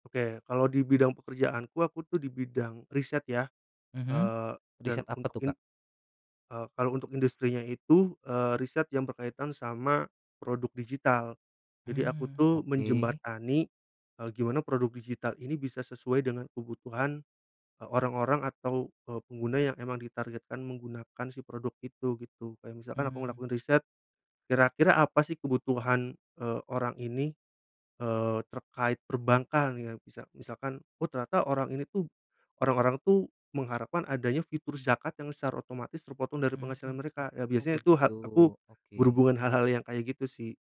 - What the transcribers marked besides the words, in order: none
- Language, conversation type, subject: Indonesian, podcast, Menurut kamu, sukses itu artinya apa sekarang?